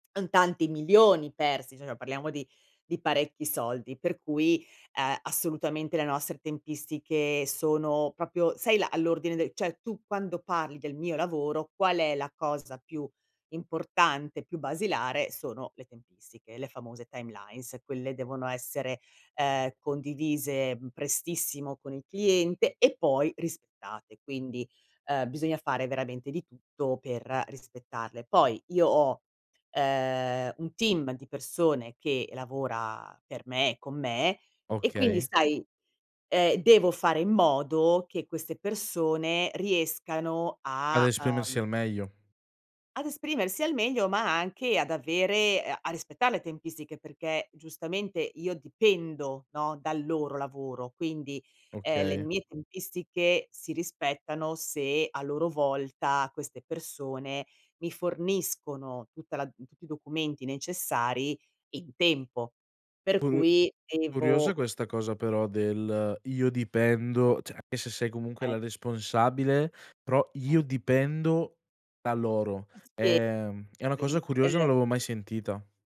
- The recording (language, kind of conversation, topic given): Italian, podcast, Come gestisci lo stress sul lavoro, nella pratica?
- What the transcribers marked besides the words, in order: tapping; in English: "timelines"; drawn out: "ehm"; in English: "team"; unintelligible speech